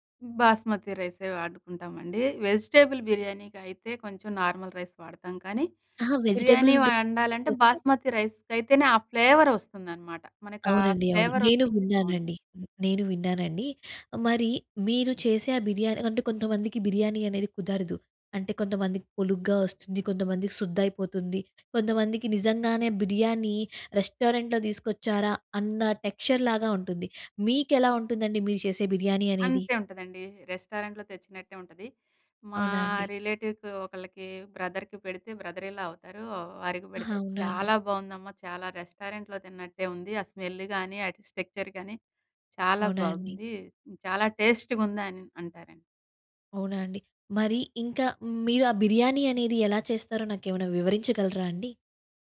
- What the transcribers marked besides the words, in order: in English: "వెజిటబుల్"; in English: "నార్మల్ రైస్"; in English: "వెజిటేబుల్"; in English: "రైస్"; in English: "ఫ్లేవర్"; in English: "ఫ్లేవర్"; in English: "రెస్టారెంట్‍లో"; in English: "టెక్స్చర్‌లాగా"; in English: "రెస్టారెంట్‍లో"; in English: "రిలేటివ్‌కి"; in English: "బ్రదర్‍కి"; in English: "బ్రదర్ ఇన్ లా"; in English: "రెస్టారెంట్‍లో"; in English: "స్మెల్"; in English: "స్ట్రక్చర్"; in English: "టేస్ట్‌గా"
- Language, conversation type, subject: Telugu, podcast, రుచికరమైన స్మృతులు ఏ వంటకంతో ముడిపడ్డాయి?